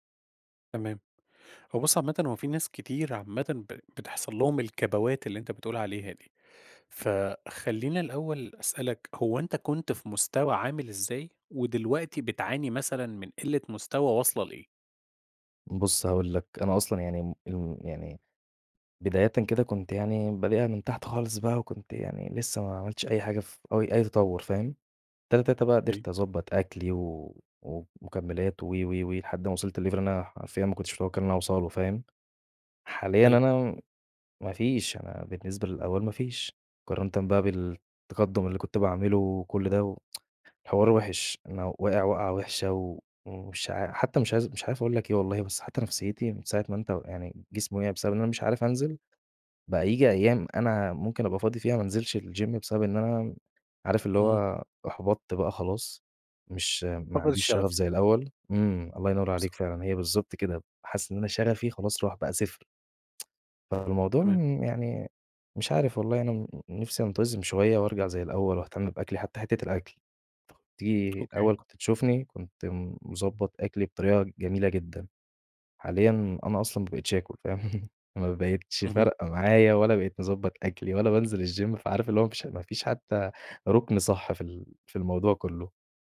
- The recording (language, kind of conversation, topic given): Arabic, advice, إزاي أقدر أستمر على جدول تمارين منتظم من غير ما أقطع؟
- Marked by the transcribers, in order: in English: "لLevel"; tapping; tsk; in English: "الGym"; tsk; other background noise; laughing while speaking: "فاهم"; in English: "الGym"